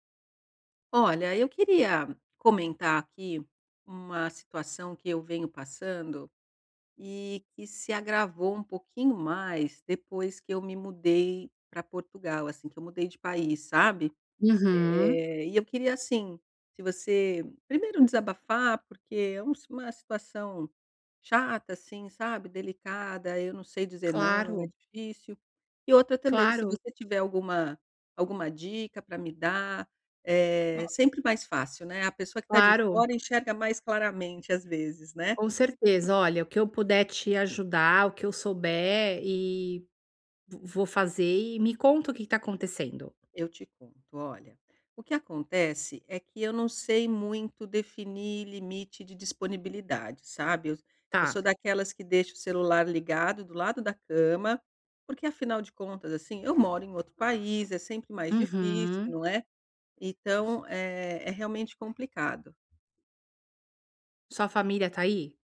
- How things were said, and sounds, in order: tapping; other background noise
- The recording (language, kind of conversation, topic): Portuguese, advice, Como posso definir limites claros sobre a minha disponibilidade?